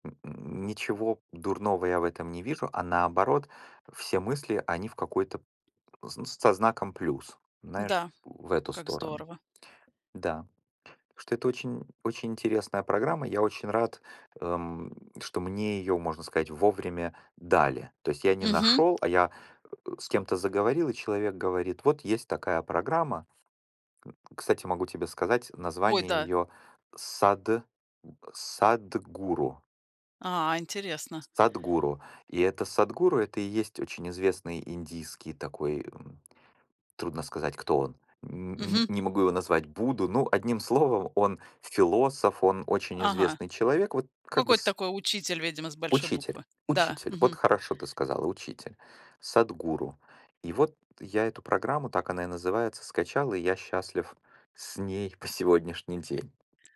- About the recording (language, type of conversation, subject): Russian, podcast, Какой тихий ритуал стал важен в твоей жизни?
- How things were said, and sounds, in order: tapping; background speech; other background noise; "Садхгуру" said as "Садгуру"; "Садхгуру" said as "Садгуру"; "Садхгуру" said as "Садгуру"; "Садхгуру" said as "Садгуру"